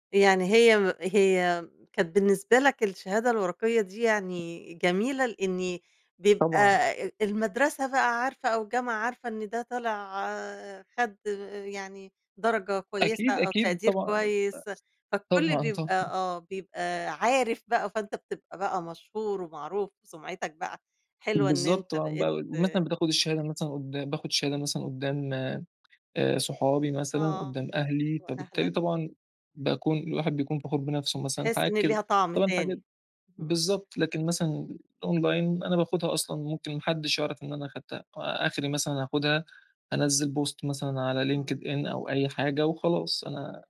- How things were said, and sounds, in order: other background noise; unintelligible speech; in English: "الأونلاين"; in English: "بوست"
- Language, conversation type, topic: Arabic, podcast, إيه رأيك في التعلّم أونلاين مقارنةً بالفصل التقليدي؟